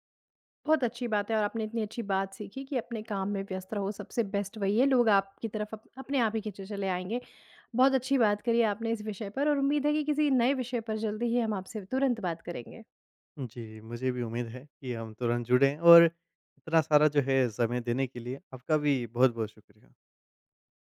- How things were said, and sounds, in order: in English: "बेस्ट"
- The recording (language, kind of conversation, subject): Hindi, podcast, क्या किसी किताब ने आपका नज़रिया बदल दिया?